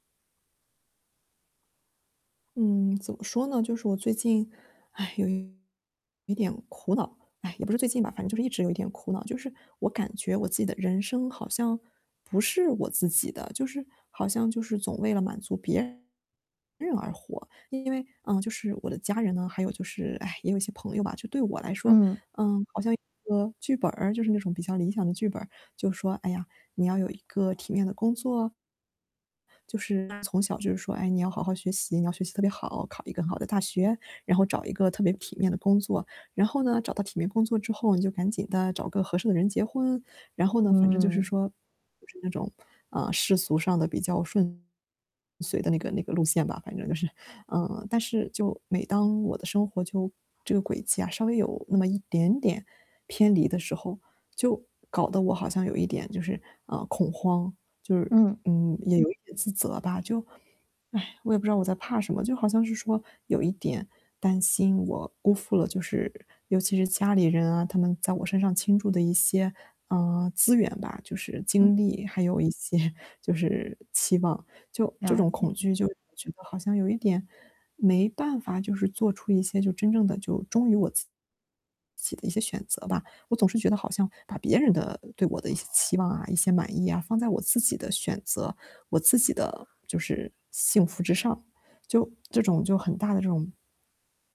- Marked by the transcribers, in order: static; distorted speech; laughing while speaking: "就是"; other background noise; laughing while speaking: "一些"
- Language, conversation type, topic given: Chinese, advice, 我害怕辜负家人和朋友的期望，该怎么办？